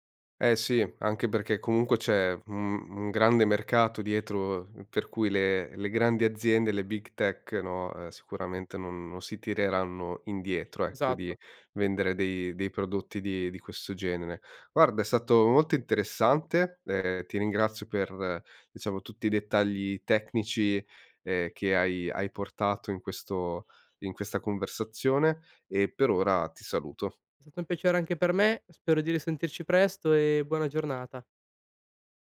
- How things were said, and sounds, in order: in English: "big tech"; other background noise
- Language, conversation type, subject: Italian, podcast, Cosa pensi delle case intelligenti e dei dati che raccolgono?